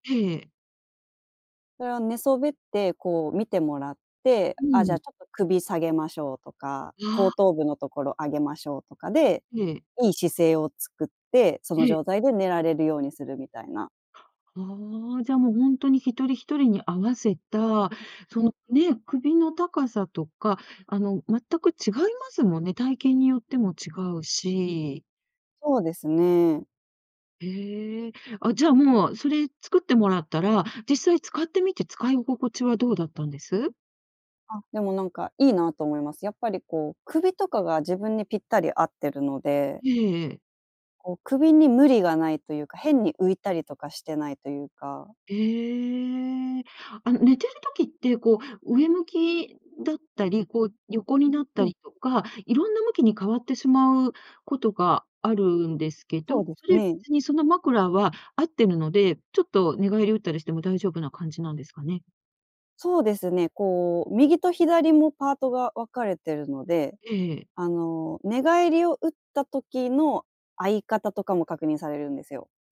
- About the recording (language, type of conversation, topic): Japanese, podcast, 睡眠の質を上げるために普段どんな工夫をしていますか？
- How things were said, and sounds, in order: other background noise; other noise